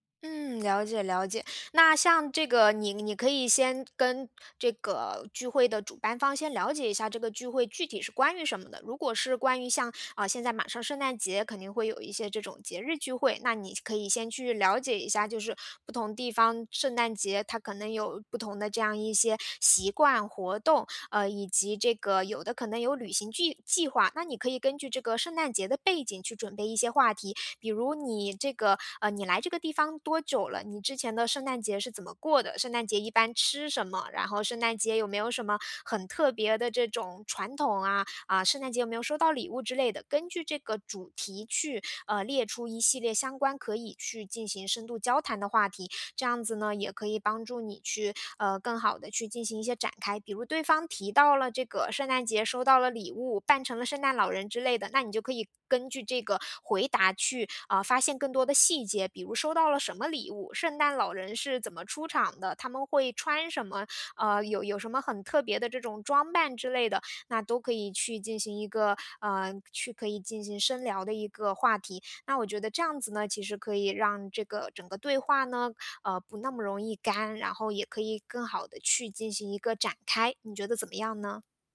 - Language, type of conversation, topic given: Chinese, advice, 我总是担心错过别人的聚会并忍不住与人比较，该怎么办？
- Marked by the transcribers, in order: none